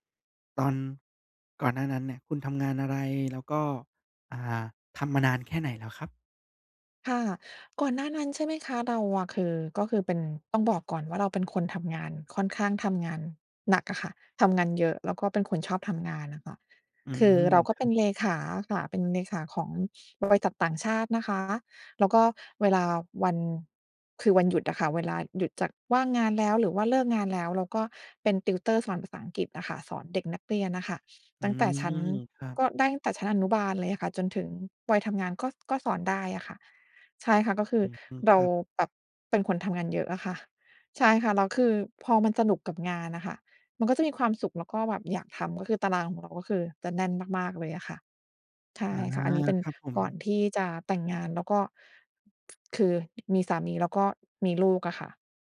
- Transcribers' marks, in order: other background noise; tsk; tapping
- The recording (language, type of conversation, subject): Thai, advice, จะทำอย่างไรให้มีแรงจูงใจและความหมายในงานประจำวันที่ซ้ำซากกลับมาอีกครั้ง?
- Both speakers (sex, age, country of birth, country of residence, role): female, 40-44, Thailand, United States, user; male, 30-34, Thailand, Thailand, advisor